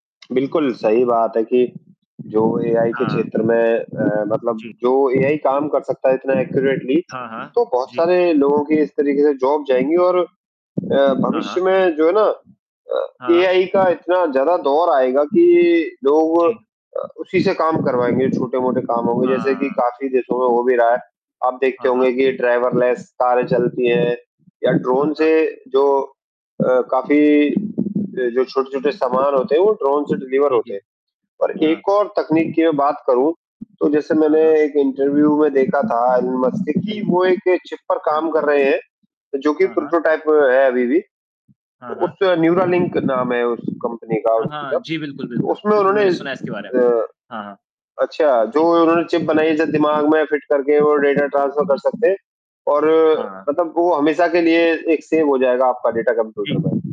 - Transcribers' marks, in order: static; distorted speech; in English: "एक्यूरेटली"; in English: "जॉब"; in English: "ड्राइवरलेस"; in English: "डिलीवर"; in English: "इंटरव्यू"; in English: "प्रोटोटाइप"; in English: "डाटा ट्रांसफर"; in English: "सेव"
- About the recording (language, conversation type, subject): Hindi, unstructured, वैज्ञानिक खोजों ने हमारे जीवन को किस तरह बदल दिया है?